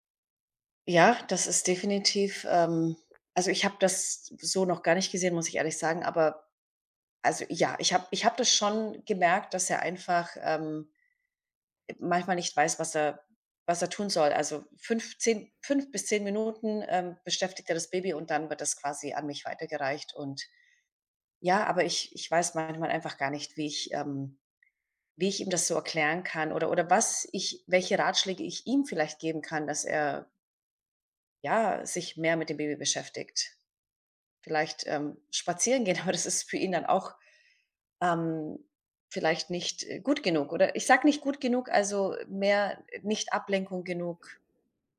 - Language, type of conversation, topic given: German, advice, Wie ist es, Eltern zu werden und den Alltag radikal neu zu strukturieren?
- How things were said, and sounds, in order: other background noise; stressed: "ihm"; laughing while speaking: "aber das ist"